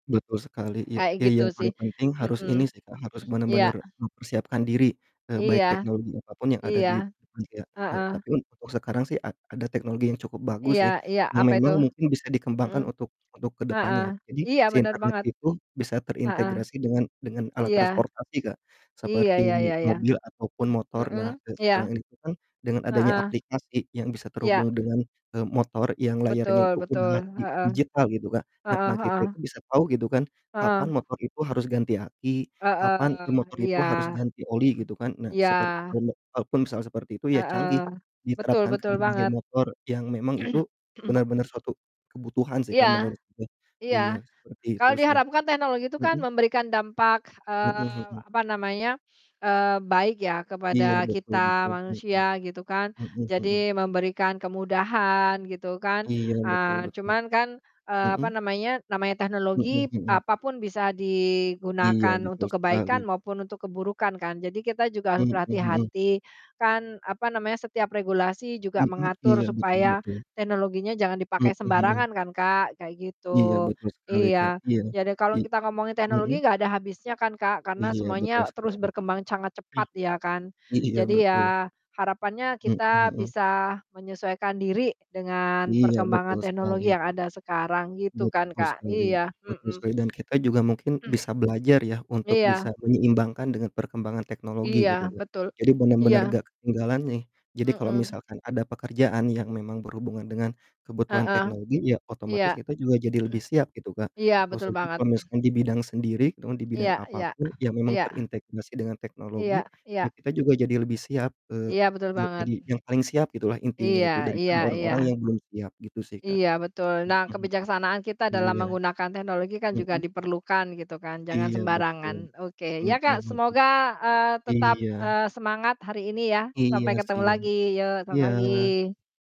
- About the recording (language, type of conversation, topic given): Indonesian, unstructured, Teknologi apa yang paling sering kamu gunakan sehari-hari?
- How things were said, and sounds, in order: throat clearing; distorted speech; throat clearing; other background noise; throat clearing; throat clearing; throat clearing; "sangat" said as "cangat"; throat clearing; throat clearing; tapping